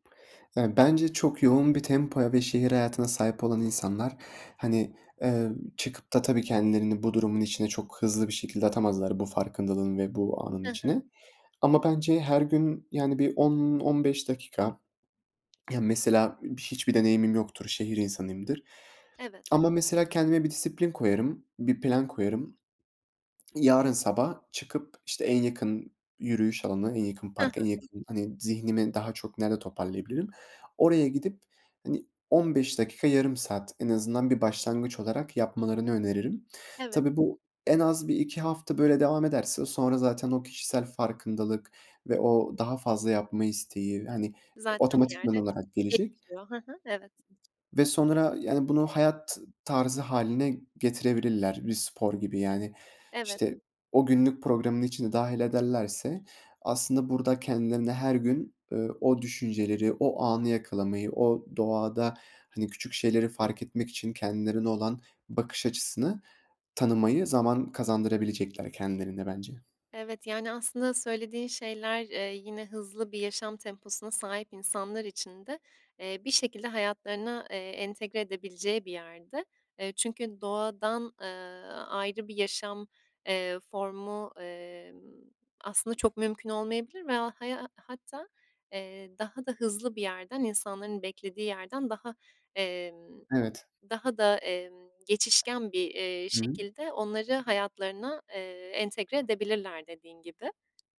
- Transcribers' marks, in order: other noise; other background noise; tapping
- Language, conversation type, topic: Turkish, podcast, Doğada küçük şeyleri fark etmek sana nasıl bir bakış kazandırır?